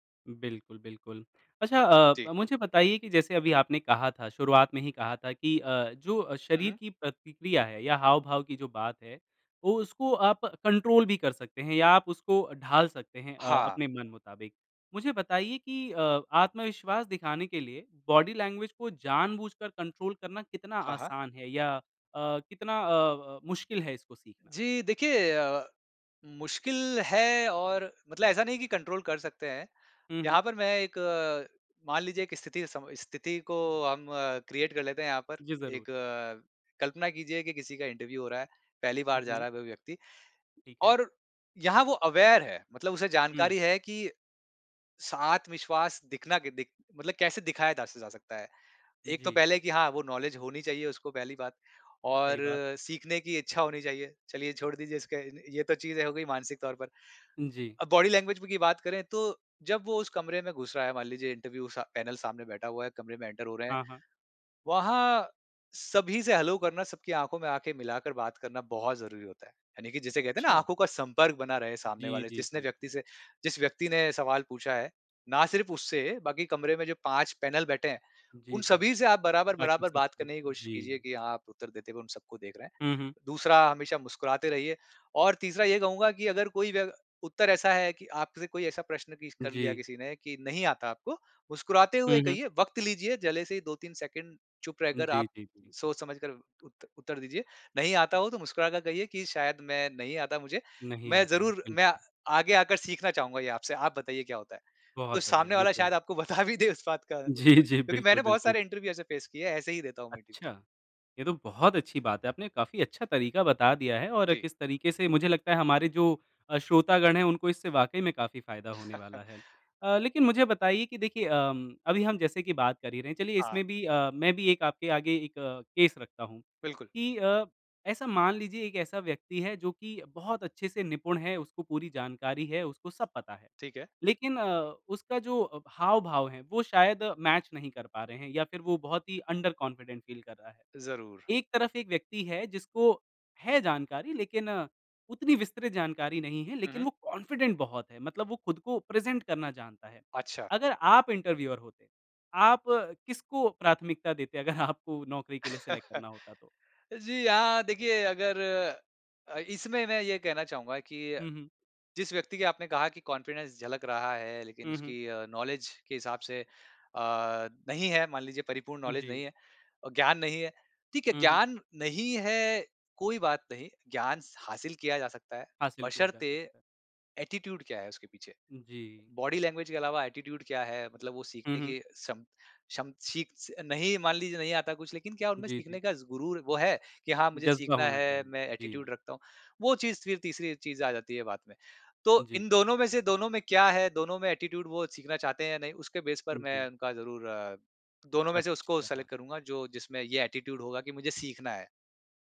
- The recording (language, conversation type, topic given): Hindi, podcast, आप अपनी देह-भाषा पर कितना ध्यान देते हैं?
- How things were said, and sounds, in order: in English: "कंट्रोल"; in English: "बॉडी लैंग्वेज"; in English: "कंट्रोल"; in English: "कंट्रोल"; tapping; in English: "क्रिएट"; in English: "अवेयर"; in English: "नॉलेज"; in English: "बॉडी लैंग्वेज"; in English: "पैनल"; in English: "एंटर"; in English: "पैनल"; laughing while speaking: "बता भी दे"; laughing while speaking: "जी, जी"; in English: "फेस"; chuckle; in English: "केस"; in English: "मैच"; in English: "अंडर कॉन्फिडेंट फ़ील"; in English: "कॉन्फिडेंट"; in English: "प्रेज़ेंट"; in English: "इंटरव्यूअर"; laughing while speaking: "अगर आपको"; in English: "सिलेक्ट"; chuckle; in English: "कॉन्फिडेंस"; in English: "नॉलेज"; in English: "नॉलेज"; in English: "एटीट्यूड"; fan; in English: "बॉडी लैंग्वेज"; in English: "एटीट्यूड"; in English: "एटीट्यूड"; in English: "एटीट्यूड"; in English: "बेस"; in English: "सेलेक्ट"; in English: "एटीट्यूड"